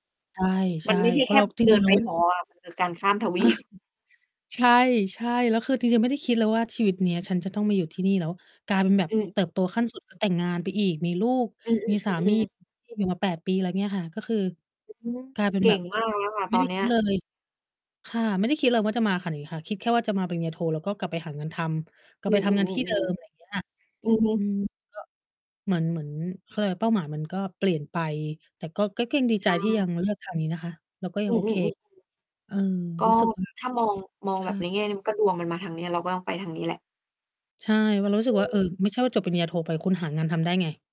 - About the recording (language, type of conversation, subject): Thai, unstructured, ช่วงเวลาไหนในชีวิตที่ทำให้คุณเติบโตมากที่สุด?
- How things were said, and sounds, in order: mechanical hum; "ข้าม" said as "ซ่าม"; laughing while speaking: "ทวีป"; distorted speech; other background noise